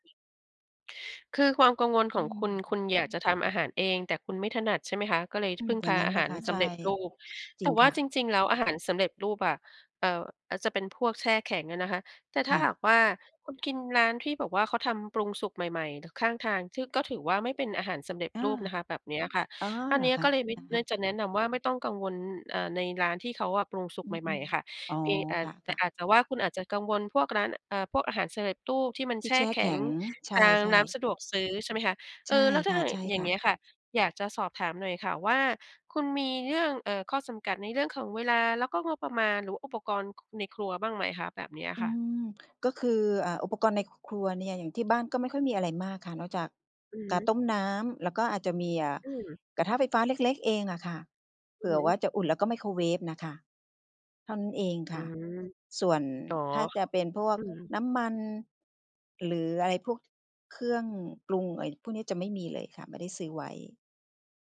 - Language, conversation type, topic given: Thai, advice, ไม่ถนัดทำอาหารเลยต้องพึ่งอาหารสำเร็จรูปบ่อยๆ จะเลือกกินอย่างไรให้ได้โภชนาการที่เหมาะสม?
- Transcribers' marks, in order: other background noise; tapping